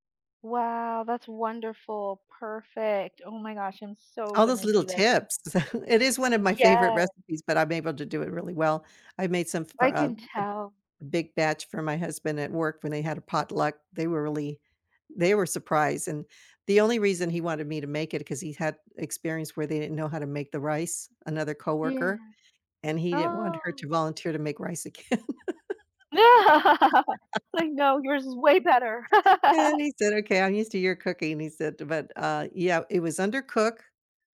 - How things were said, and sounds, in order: chuckle; laugh; laughing while speaking: "again"; laugh; laugh; other background noise
- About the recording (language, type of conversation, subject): English, unstructured, How do spices change the way we experience food?